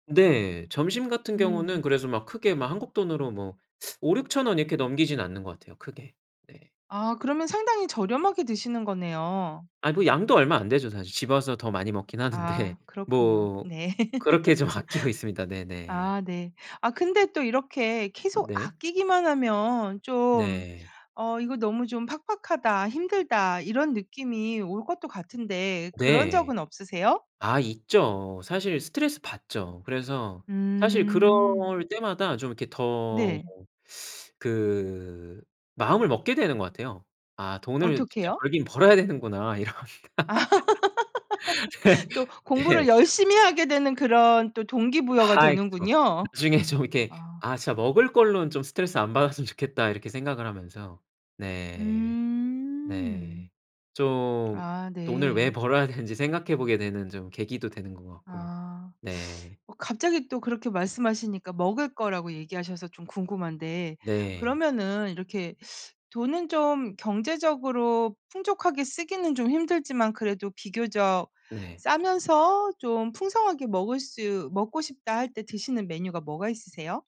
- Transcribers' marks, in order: teeth sucking; laugh; laughing while speaking: "좀 아끼고"; laugh; laughing while speaking: "네 네"; laughing while speaking: "나중에 좀"; laughing while speaking: "받았으면 좋겠다"; laughing while speaking: "벌어야 되는지"; teeth sucking
- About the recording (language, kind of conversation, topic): Korean, podcast, 생활비를 절약하는 습관에는 어떤 것들이 있나요?